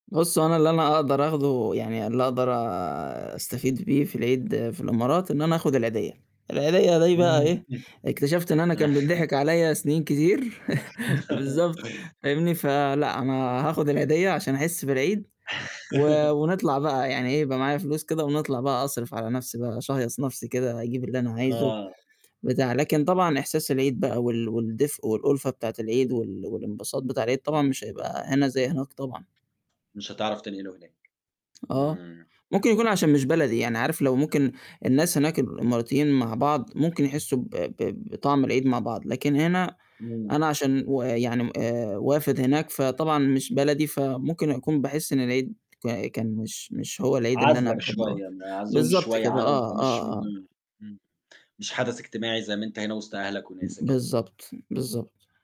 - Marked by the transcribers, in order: unintelligible speech; chuckle; chuckle; laugh; tapping; other noise
- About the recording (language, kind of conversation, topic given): Arabic, podcast, ممكن تحكيلي عن العيد اللي بتستناه كل سنة؟